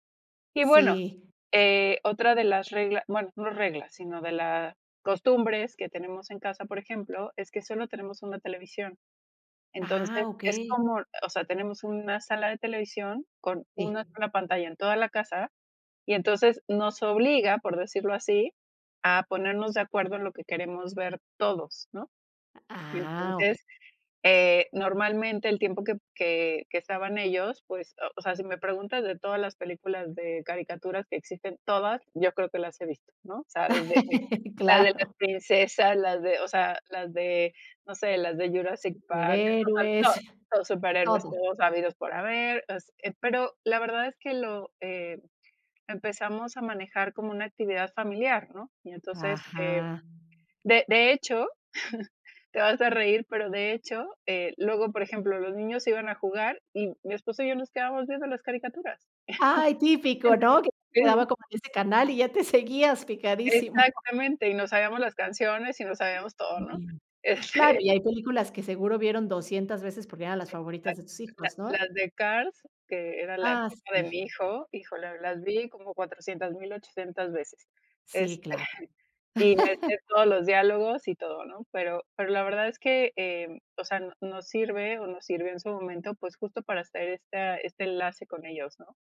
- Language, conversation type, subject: Spanish, podcast, ¿Cómo controlas el uso de pantallas con niños en casa?
- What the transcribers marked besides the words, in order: laugh; other background noise; unintelligible speech; giggle; tapping; chuckle; chuckle; other noise; laughing while speaking: "picadísimo"; unintelligible speech; laughing while speaking: "este"; chuckle; laugh